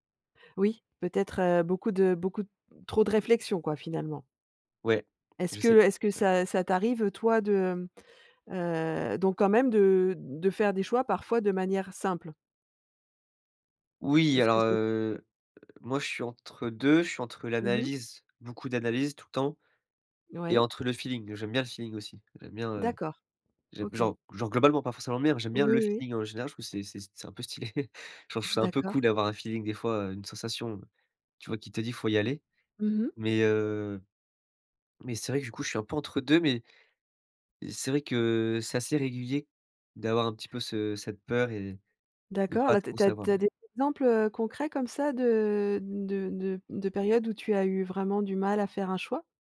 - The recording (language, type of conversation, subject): French, podcast, Comment reconnaître la paralysie décisionnelle chez soi ?
- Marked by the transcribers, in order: unintelligible speech; chuckle; other background noise